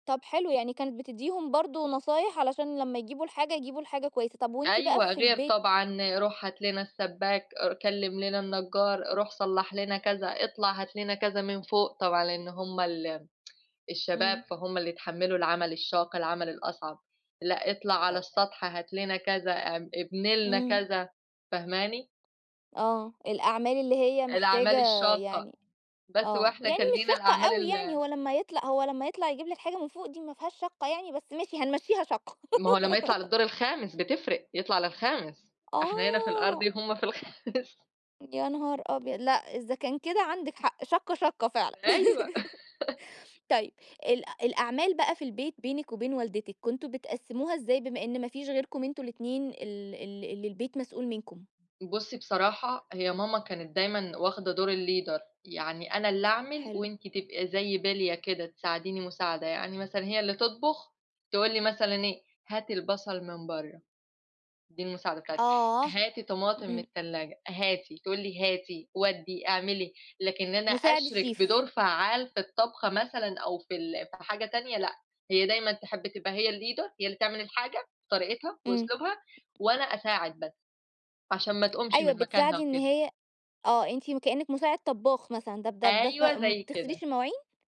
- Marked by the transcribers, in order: tapping; laugh; laughing while speaking: "الخامس"; laugh; in English: "الleader"; in English: "الشيف"; in English: "الleader"; unintelligible speech
- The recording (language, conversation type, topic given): Arabic, podcast, إزّاي بتقسّموا شغل البيت بين اللي عايشين في البيت؟